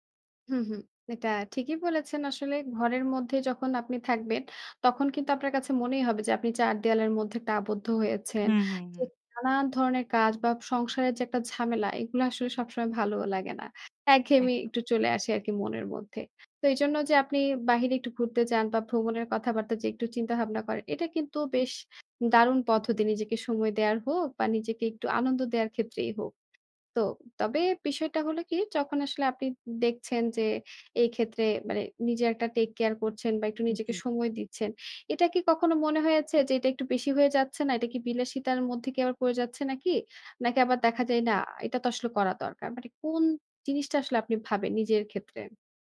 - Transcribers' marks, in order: none
- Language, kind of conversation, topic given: Bengali, podcast, নিজেকে সময় দেওয়া এবং আত্মযত্নের জন্য আপনার নিয়মিত রুটিনটি কী?
- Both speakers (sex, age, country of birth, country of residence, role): female, 25-29, Bangladesh, Bangladesh, guest; female, 25-29, Bangladesh, Bangladesh, host